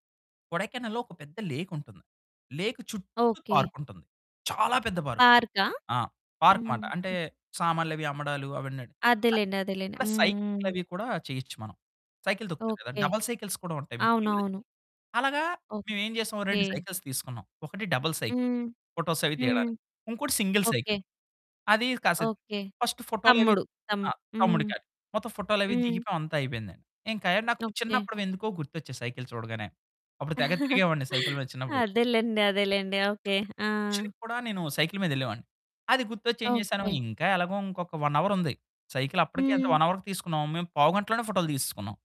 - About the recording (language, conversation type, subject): Telugu, podcast, ప్రయాణంలో ఒకసారి మీరు దారి తప్పిపోయిన అనుభవాన్ని చెప్పగలరా?
- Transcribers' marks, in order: in English: "లేక్"; stressed: "చాలా"; in English: "పార్క్"; in English: "డబుల్ సైకిల్స్"; distorted speech; in English: "సైకిల్స్"; in English: "డబుల్ సైకిల్. ఫోటోస్"; in English: "సింగిల్"; in English: "ఫస్ట్"; chuckle; other background noise; in English: "సైకిల్"; in English: "వన్"; in English: "వన్ అవర్‌కి"